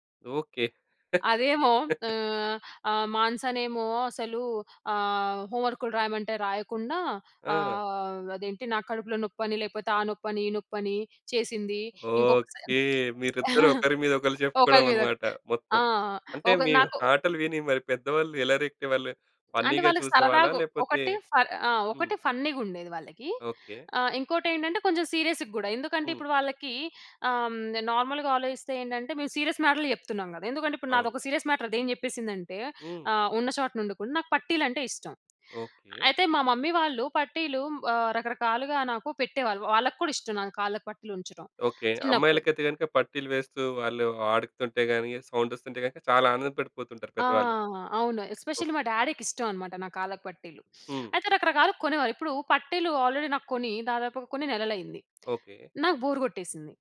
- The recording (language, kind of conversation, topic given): Telugu, podcast, మీ చిన్నప్పట్లో మీరు ఆడిన ఆటల గురించి వివరంగా చెప్పగలరా?
- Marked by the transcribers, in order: laugh; laugh; unintelligible speech; in English: "రియాక్ట్"; in English: "సీరియస్"; in English: "నార్మల్‌గా"; in English: "సీరియస్"; in English: "సీరియస్"; in English: "ఎస్పెషల్లీ"; in English: "ఆల్రెడీ"; in English: "బోర్"